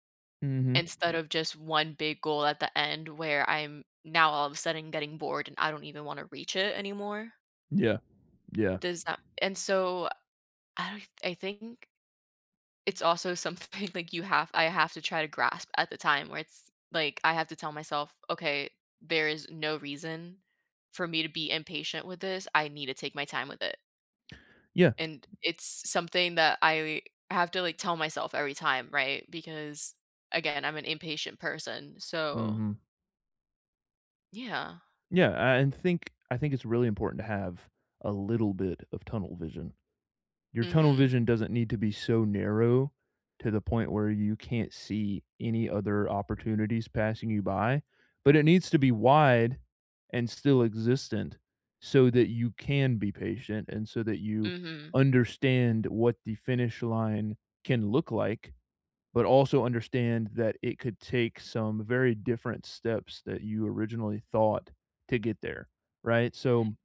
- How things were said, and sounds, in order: tapping; wind; laughing while speaking: "something, like"
- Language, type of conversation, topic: English, unstructured, How do I stay patient yet proactive when change is slow?